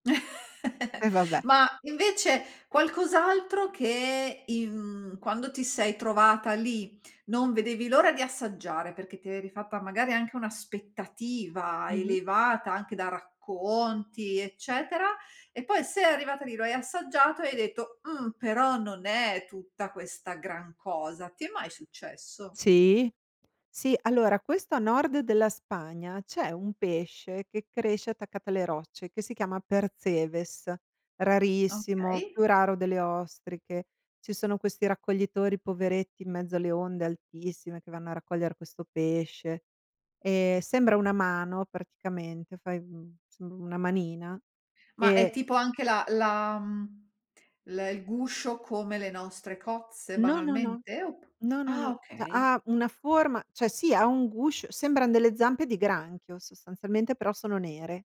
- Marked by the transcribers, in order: chuckle; in Spanish: "Percebes"
- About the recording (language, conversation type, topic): Italian, podcast, Qual è il cibo straniero che ti ha sorpreso di più?